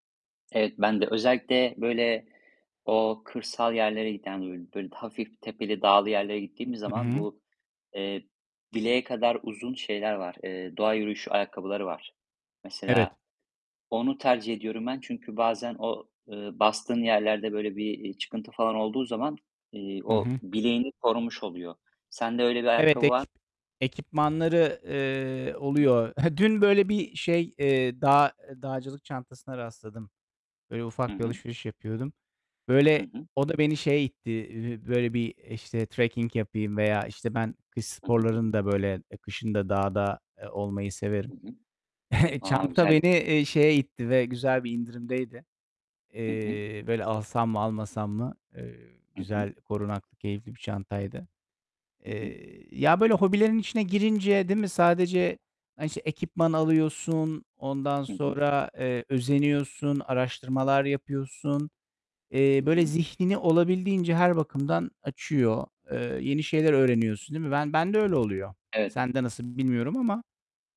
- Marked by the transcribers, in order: other background noise; distorted speech; chuckle; chuckle
- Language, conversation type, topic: Turkish, unstructured, Hobiler insanların hayatında neden önemlidir?